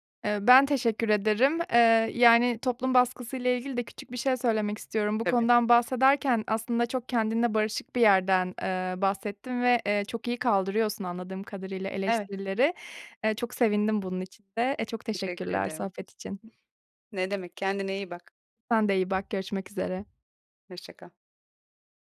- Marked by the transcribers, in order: other noise; tapping
- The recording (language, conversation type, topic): Turkish, advice, Çocuk sahibi olma zamanlaması ve hazır hissetmeme